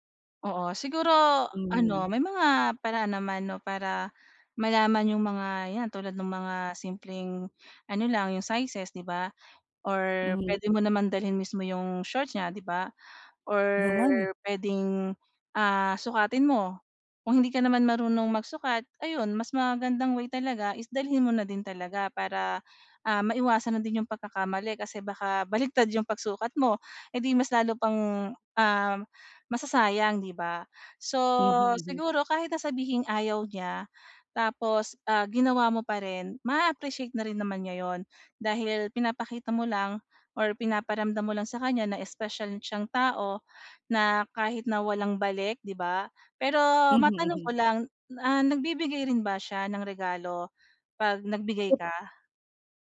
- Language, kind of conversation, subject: Filipino, advice, Paano ako pipili ng makabuluhang regalo para sa isang espesyal na tao?
- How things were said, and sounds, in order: other background noise